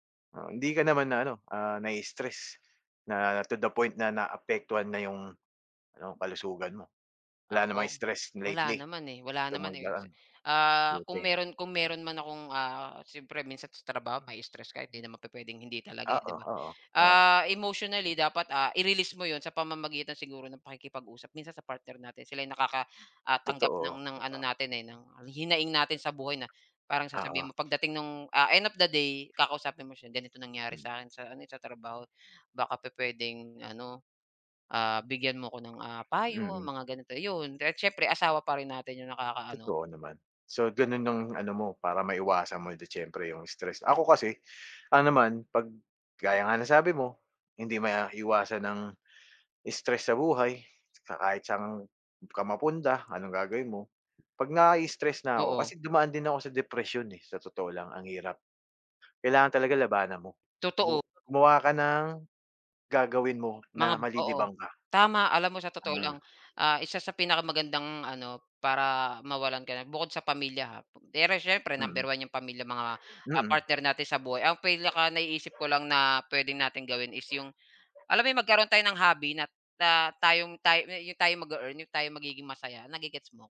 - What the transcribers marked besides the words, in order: tapping; other background noise; put-on voice: "Ganito nangyari sa akin sa … payo mga ganito"; drawn out: "payo"; dog barking
- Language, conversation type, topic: Filipino, unstructured, Ano ang ginagawa mo para manatiling malusog ang katawan mo?